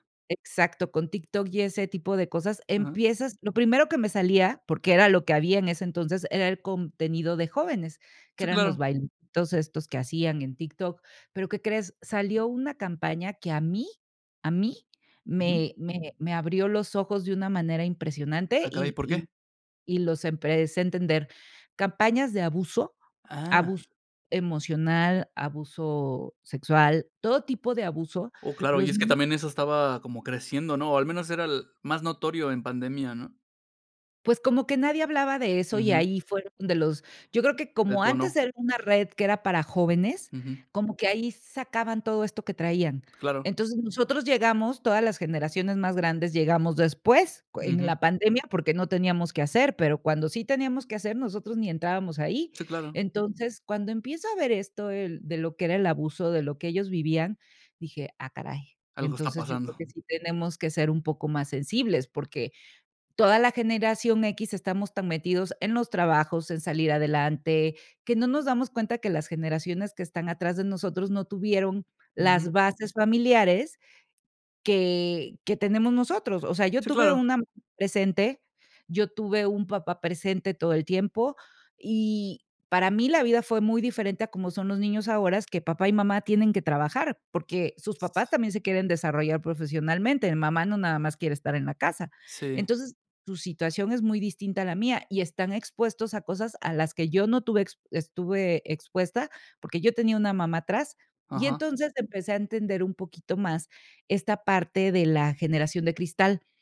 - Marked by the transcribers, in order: tapping; "empecé" said as "emprecé"; other background noise
- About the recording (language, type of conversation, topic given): Spanish, podcast, ¿Qué consejos darías para llevarse bien entre generaciones?